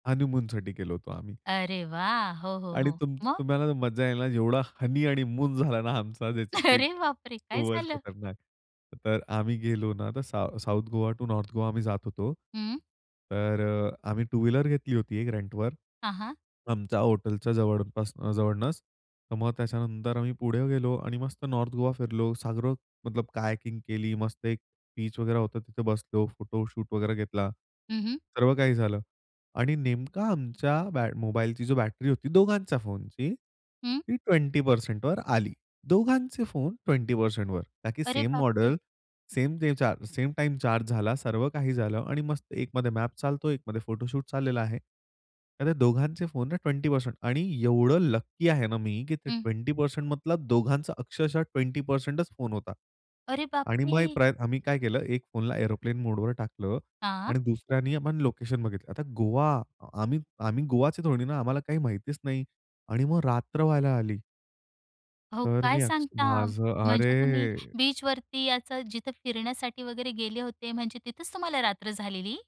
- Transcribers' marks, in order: drawn out: "अरे वाह!"; laughing while speaking: "हनी आणि मून झाला ना आमचा, त्याची काही खूपच खतरनाक"; in English: "हनी"; in English: "मून"; laughing while speaking: "अरे बापरे!"; other background noise; surprised: "अरे बापरे!"; surprised: "अरे बापरे!"; tapping; surprised: "अरे"
- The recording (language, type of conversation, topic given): Marathi, podcast, एखाद्या शहरात तुम्ही कधी पूर्णपणे हरवून गेलात का?